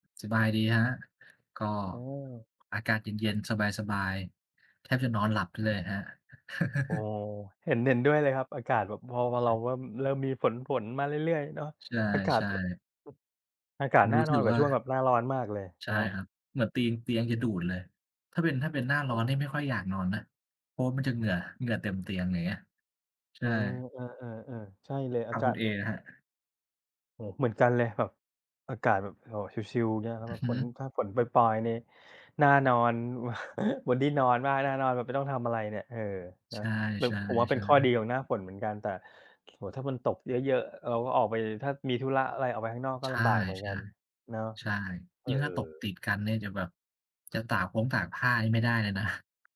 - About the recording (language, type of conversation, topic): Thai, unstructured, เทคโนโลยีเปลี่ยนแปลงชีวิตประจำวันของคุณอย่างไรบ้าง?
- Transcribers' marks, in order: tapping; other background noise; chuckle; chuckle